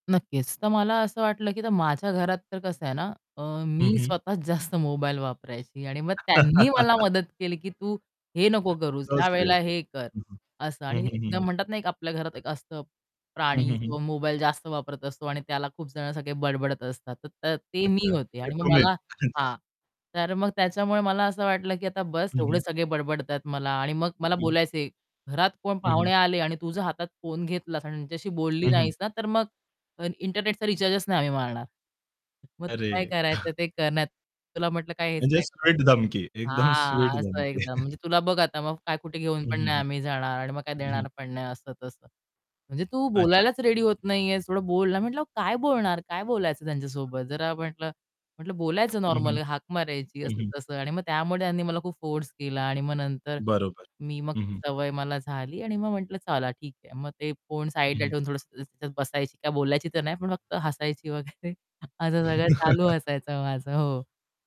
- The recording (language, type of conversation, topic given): Marathi, podcast, तुला डिजिटल विश्रांती कधी आणि का घ्यावीशी वाटते?
- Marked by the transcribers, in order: static; distorted speech; laughing while speaking: "जास्त"; chuckle; in English: "सो स्वीट"; chuckle; chuckle; in English: "रेडी"; laughing while speaking: "वगैरे"; chuckle